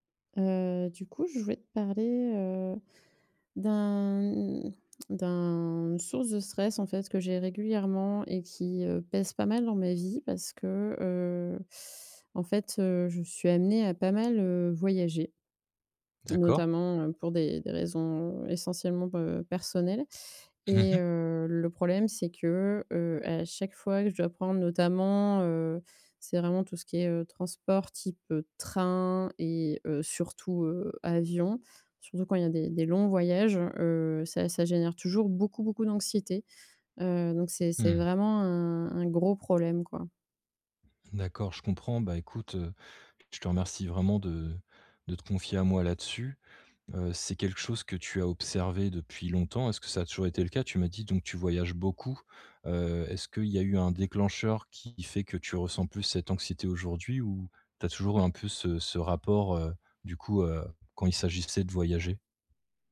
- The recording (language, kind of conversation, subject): French, advice, Comment réduire mon anxiété lorsque je me déplace pour des vacances ou des sorties ?
- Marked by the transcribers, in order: drawn out: "d'un"; other background noise; drawn out: "d'un"; stressed: "train"